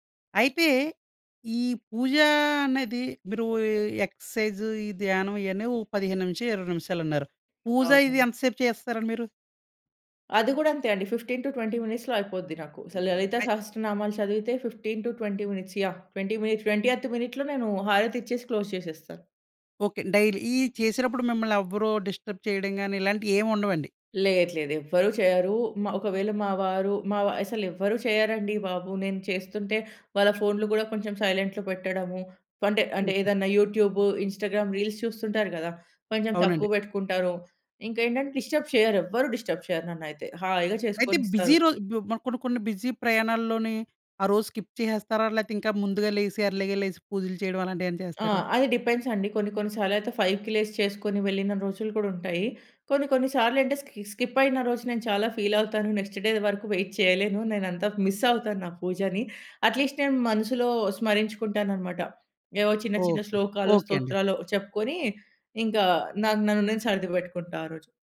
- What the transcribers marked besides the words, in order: in English: "ఎక్సర్సైజ్"; in English: "ఫిఫ్‌టీన్ టు ట్వెంటీ మినిట్స్‌లో"; other noise; in English: "ఫిఫ్‌టీన్ టు ట్వెంటీ మినిట్స్"; in English: "ట్వెంటీ మినిట్, ట్వెంటియత్ మినిట్‌లో"; in English: "క్లోజ్"; in English: "డైలీ"; in English: "డిస్టర్బ్"; in English: "సైలెంట్‌లో"; in English: "ఇన్‌స్టా‌గ్రామ్ రీల్స్"; in English: "డిస్టర్బ్"; in English: "డిస్టర్బ్"; in English: "స్కిప్"; in English: "ఎర్లీగా"; in English: "డిపెండ్స్"; in English: "ఫైవ్‌కి"; in English: "స్కి స్కిప్"; in English: "ఫీల్"; in English: "నెక్స్ట్ డే"; in English: "వెయిట్"; in English: "మిస్"; in English: "అట్‌లీస్ట్"
- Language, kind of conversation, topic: Telugu, podcast, ఉదయం మీరు పూజ లేదా ధ్యానం ఎలా చేస్తారు?